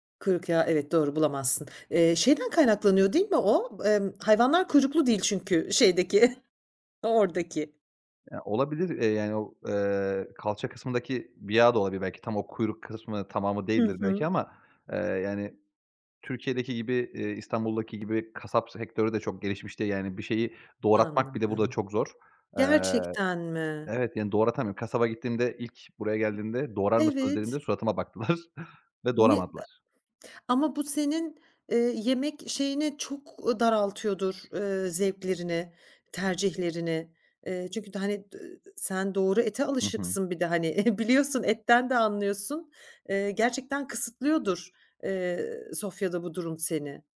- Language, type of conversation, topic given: Turkish, podcast, En sevdiğin ev yemeği hangisi?
- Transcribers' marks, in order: other background noise; chuckle; laughing while speaking: "oradaki"; tapping; surprised: "Gerçekten mi?"; laughing while speaking: "baktılar"; chuckle